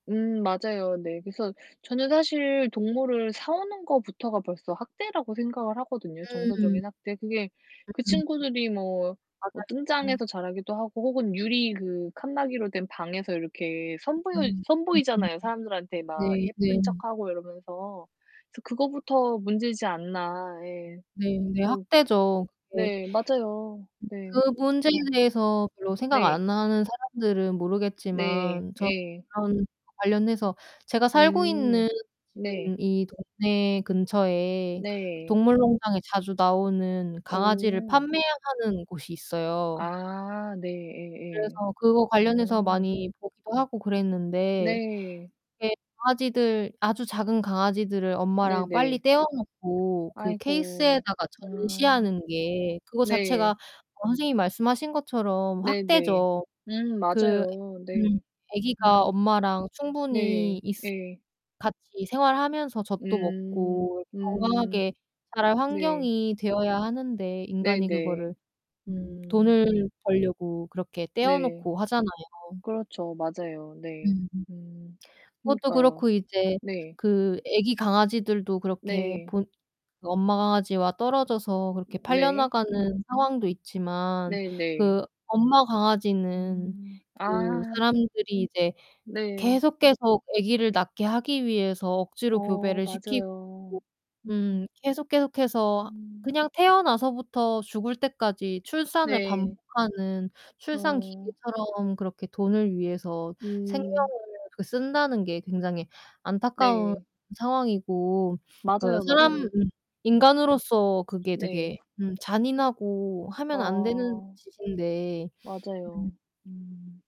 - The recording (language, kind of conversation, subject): Korean, unstructured, 동물 학대에 어떻게 대처해야 할까요?
- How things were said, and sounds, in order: distorted speech; other background noise; other noise; tapping